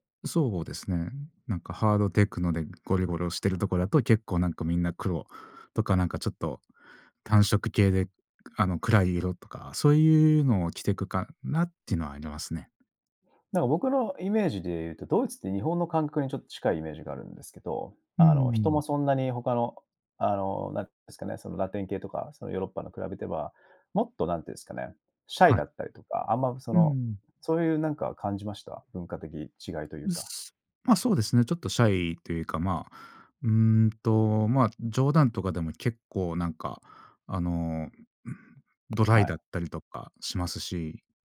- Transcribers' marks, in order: throat clearing
- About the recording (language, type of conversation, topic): Japanese, podcast, 文化的背景は服選びに表れると思いますか？